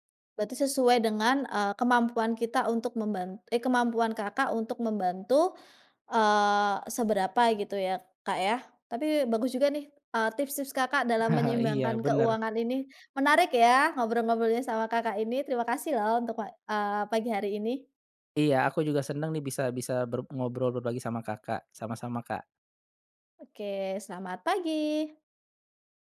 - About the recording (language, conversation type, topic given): Indonesian, podcast, Bagaimana kamu menyeimbangkan uang dan kebahagiaan?
- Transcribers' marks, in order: chuckle